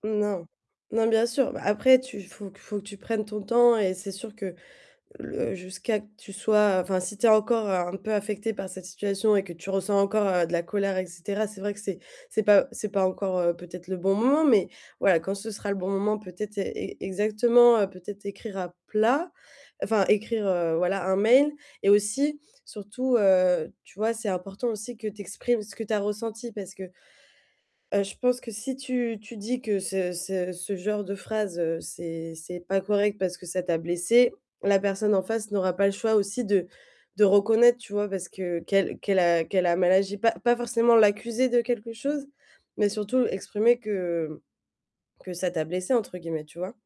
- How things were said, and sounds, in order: static
- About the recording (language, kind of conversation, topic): French, advice, Comment puis-je arrêter de ruminer et commencer à agir ?